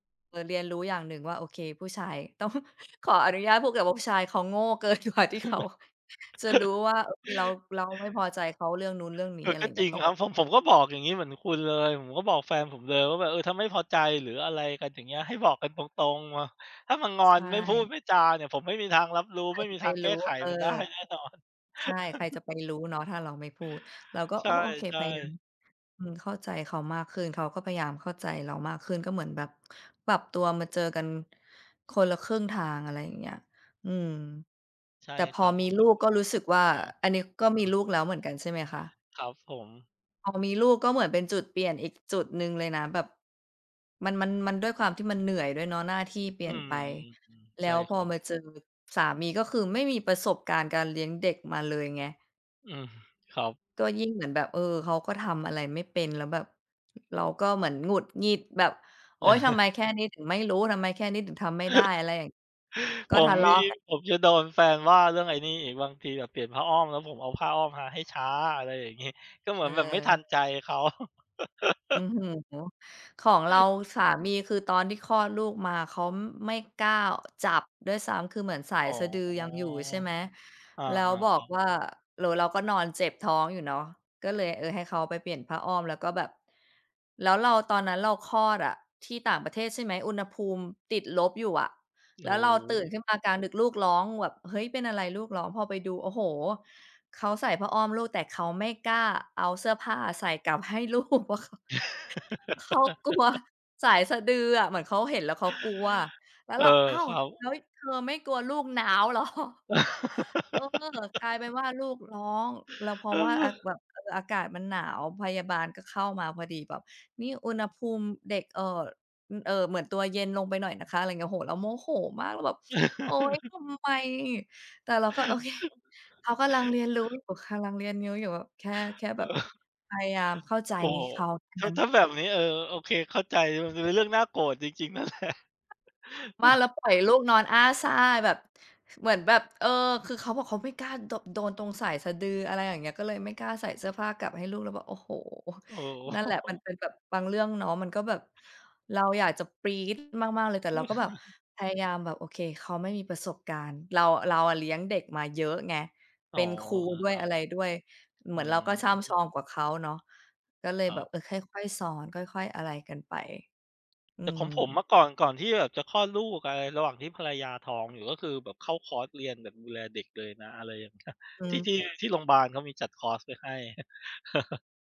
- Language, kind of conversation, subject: Thai, unstructured, คุณคิดว่าอะไรทำให้ความรักยืนยาว?
- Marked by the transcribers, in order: laughing while speaking: "ต้อง"; laughing while speaking: "เกินกว่าที่เขา"; chuckle; laughing while speaking: "แน่นอน"; chuckle; unintelligible speech; chuckle; chuckle; chuckle; laughing while speaking: "กลับให้ลูกอะค่ะ"; chuckle; laugh; chuckle; chuckle; laughing while speaking: "นั่นแหละ"; chuckle; chuckle; chuckle; chuckle